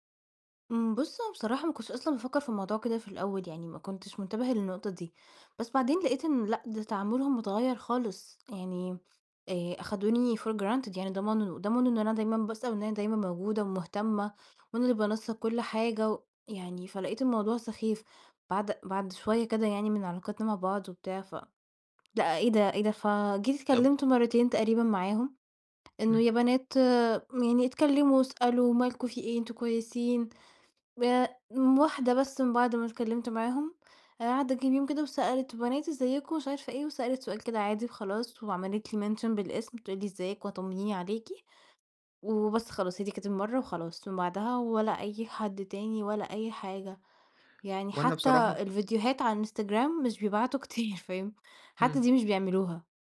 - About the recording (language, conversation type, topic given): Arabic, advice, إزاي أتعامل مع إحساسي إني دايمًا أنا اللي ببدأ الاتصال في صداقتنا؟
- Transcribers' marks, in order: in English: "for granted"; in English: "mention"; laughing while speaking: "كتير"; tapping